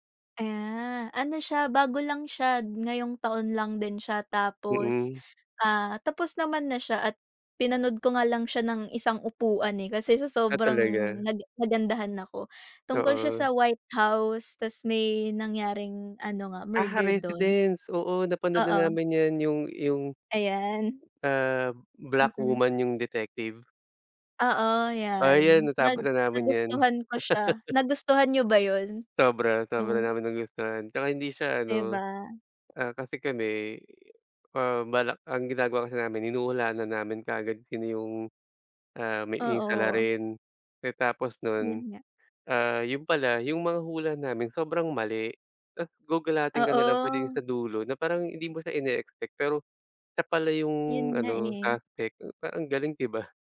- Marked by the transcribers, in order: laugh; tapping
- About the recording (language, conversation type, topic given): Filipino, unstructured, Ano ang paborito mong paraan ng pagpapahinga gamit ang teknolohiya?